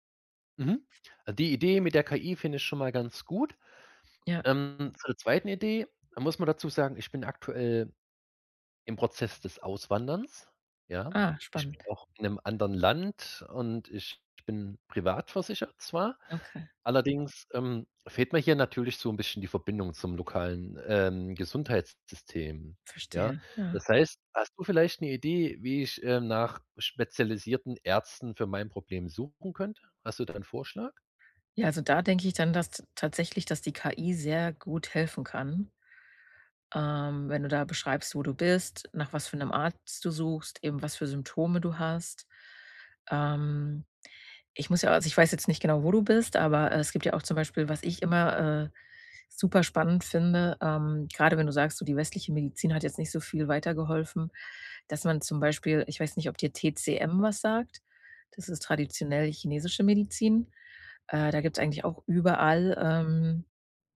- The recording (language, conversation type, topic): German, advice, Wie beschreibst du deine Angst vor körperlichen Symptomen ohne klare Ursache?
- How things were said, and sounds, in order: other background noise; tapping